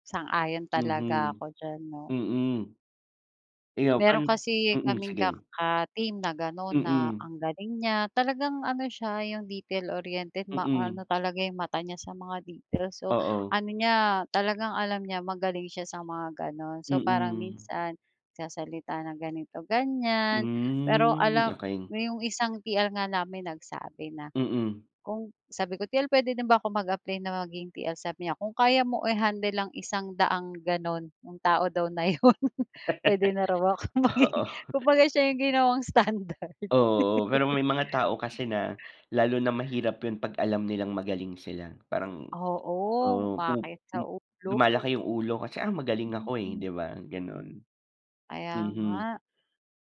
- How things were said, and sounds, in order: in English: "detail-oriented"; tapping; laugh; laughing while speaking: "'yon"; laughing while speaking: "ako maging"; chuckle; other background noise; laughing while speaking: "standard"; laugh
- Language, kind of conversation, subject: Filipino, unstructured, Ano ang karaniwang problemang nararanasan mo sa trabaho na pinaka-nakakainis?